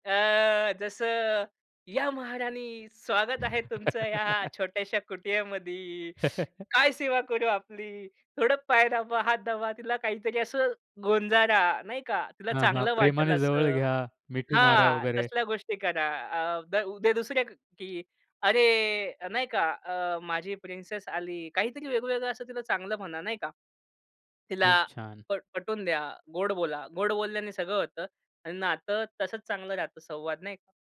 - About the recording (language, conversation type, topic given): Marathi, podcast, विवाहात संवाद सुधारायचा तर कुठपासून सुरुवात करावी?
- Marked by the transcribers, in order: put-on voice: "या महाराणी, स्वागत आहे तुमचं या छोट्याशा कुटियामध्ये. काय सेवा करू आपली?"; laugh; giggle